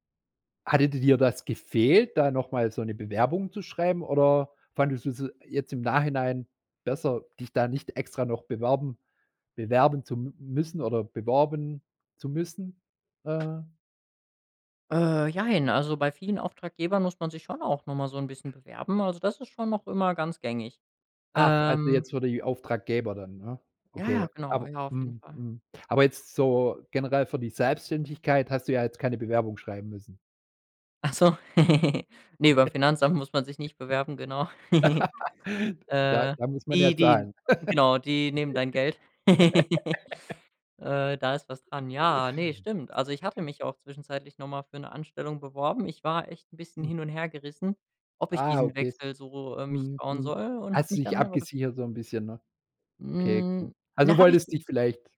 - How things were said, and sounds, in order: tapping; chuckle; laugh; chuckle; giggle; laugh; chuckle
- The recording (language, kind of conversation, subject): German, podcast, Welche Fähigkeiten haben dir beim Wechsel geholfen?